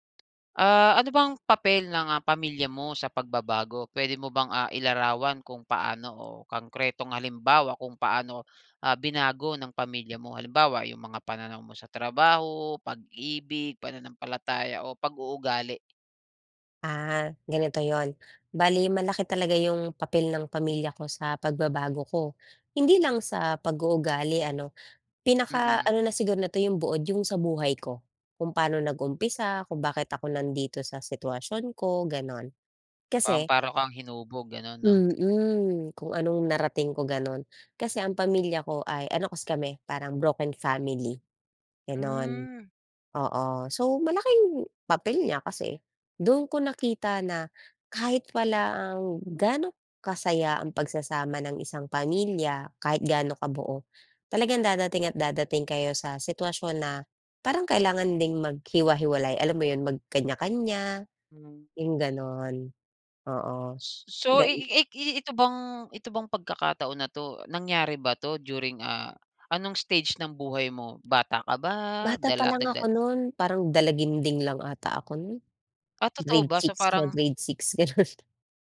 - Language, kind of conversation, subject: Filipino, podcast, Ano ang naging papel ng pamilya mo sa mga pagbabagong pinagdaanan mo?
- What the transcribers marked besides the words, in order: tapping; other background noise; "paano" said as "pa'ro"; laughing while speaking: "gano'n"